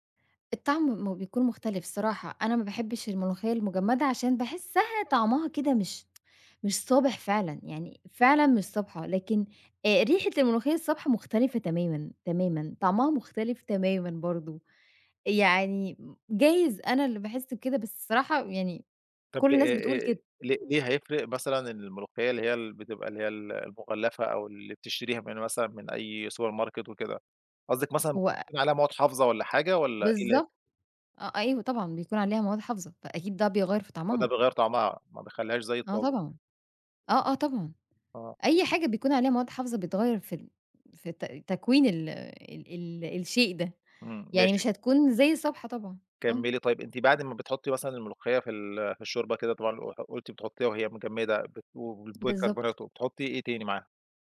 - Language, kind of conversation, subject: Arabic, podcast, إزاي بتجهّز وجبة بسيطة بسرعة لما تكون مستعجل؟
- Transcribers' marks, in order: tsk; in English: "سوبر ماركت"; unintelligible speech; other background noise; unintelligible speech